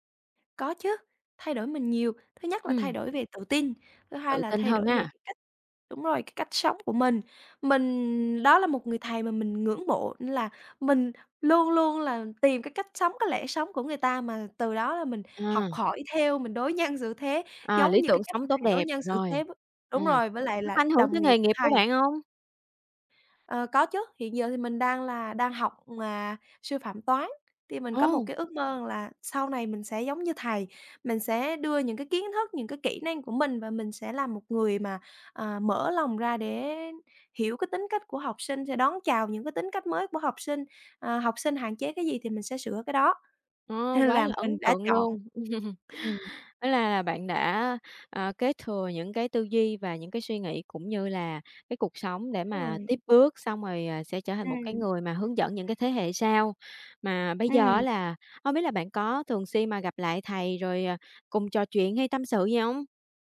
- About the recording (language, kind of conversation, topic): Vietnamese, podcast, Bạn có thể kể về một người đã làm thay đổi cuộc đời bạn không?
- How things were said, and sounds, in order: laughing while speaking: "nhân"; other background noise; laughing while speaking: "nên"; laugh; tapping